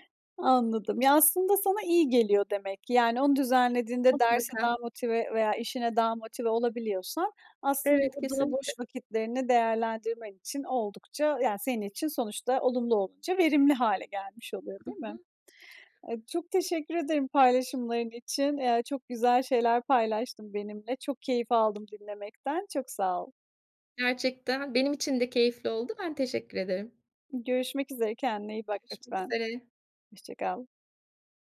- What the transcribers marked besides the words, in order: tapping; other background noise
- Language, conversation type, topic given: Turkish, podcast, Boş zamanlarını değerlendirirken ne yapmayı en çok seversin?